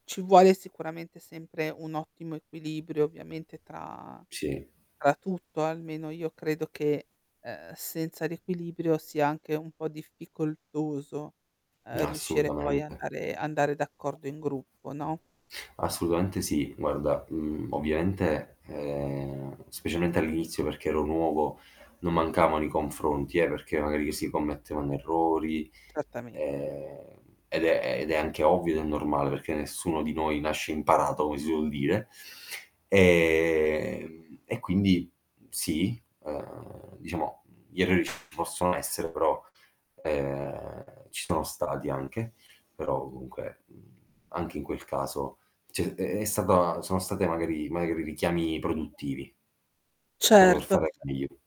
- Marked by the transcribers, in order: static; other background noise; drawn out: "ehm"; drawn out: "E"; drawn out: "ehm"; tapping; distorted speech; "Proprio" said as "propio"
- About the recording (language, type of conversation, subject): Italian, podcast, Preferisci creare in gruppo o da solo, e perché?
- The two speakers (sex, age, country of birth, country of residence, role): female, 40-44, Italy, Spain, host; male, 25-29, Italy, Italy, guest